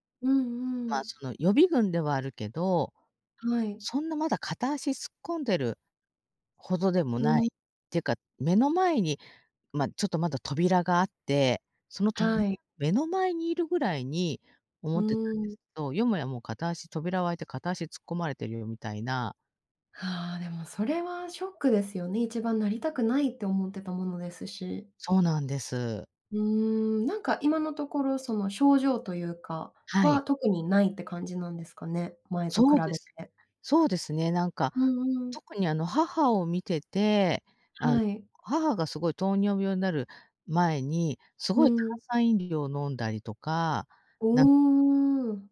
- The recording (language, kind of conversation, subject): Japanese, advice, 健康診断で異常が出て生活習慣を変えなければならないとき、どうすればよいですか？
- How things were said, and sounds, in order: tapping; other background noise